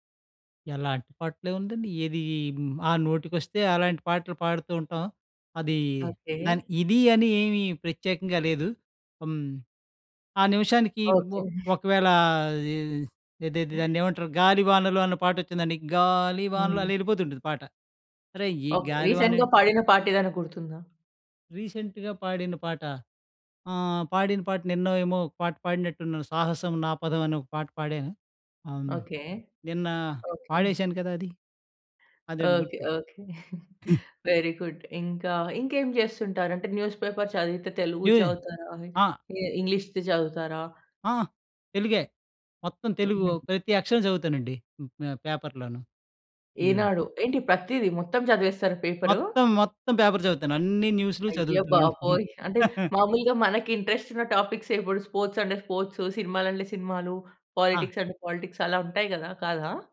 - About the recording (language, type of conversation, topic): Telugu, podcast, మీకు విశ్రాంతినిచ్చే హాబీలు ఏవి నచ్చుతాయి?
- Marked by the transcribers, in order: chuckle; chuckle; singing: "గాలి వానలో"; in English: "రీసెంట్‌గా"; in English: "రీసెంట్‌గా"; chuckle; in English: "వేరీ గుడ్"; chuckle; in English: "న్యూస్ పేపర్"; unintelligible speech; in English: "పేపర్"; in English: "పేపర్"; chuckle; in English: "ఇంట్రెస్ట్"; in English: "స్పోర్ట్స్"; in English: "పాలిటిక్స్"; in English: "పాలిటిక్స్"